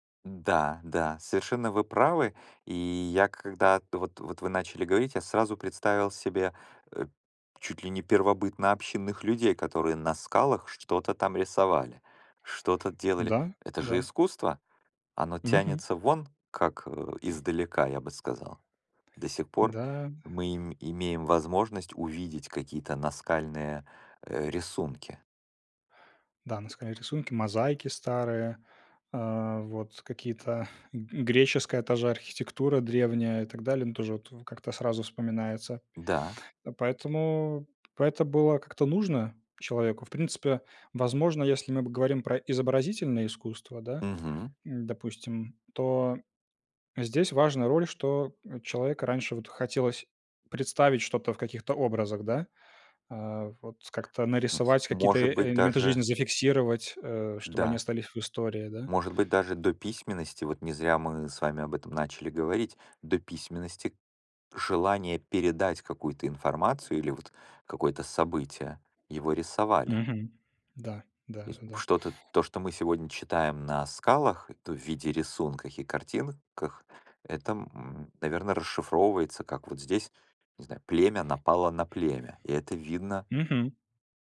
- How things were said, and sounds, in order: tapping; other noise; other background noise
- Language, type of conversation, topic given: Russian, unstructured, Какую роль играет искусство в нашей жизни?